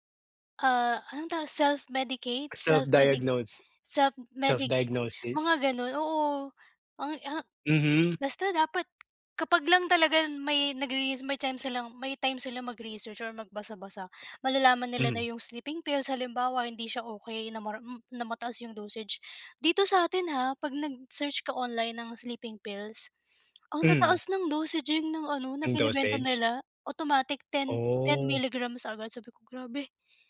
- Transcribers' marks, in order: other background noise; drawn out: "Oh"
- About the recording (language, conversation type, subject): Filipino, unstructured, Paano ka magpapasya kung matutulog ka nang maaga o magpupuyat?